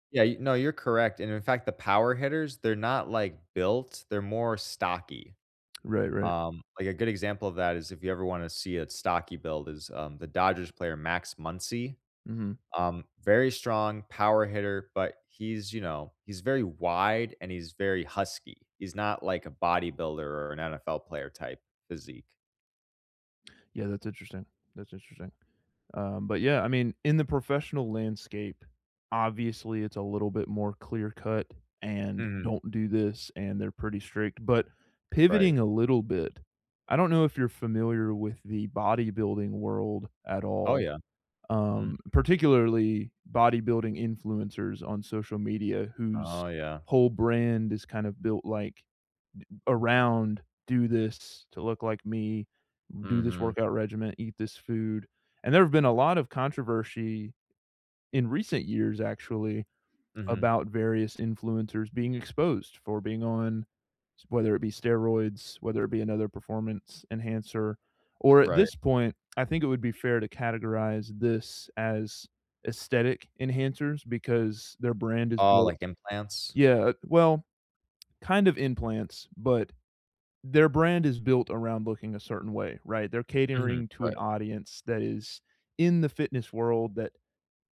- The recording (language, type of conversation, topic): English, unstructured, Should I be concerned about performance-enhancing drugs in sports?
- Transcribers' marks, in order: "controversy" said as "controvershy"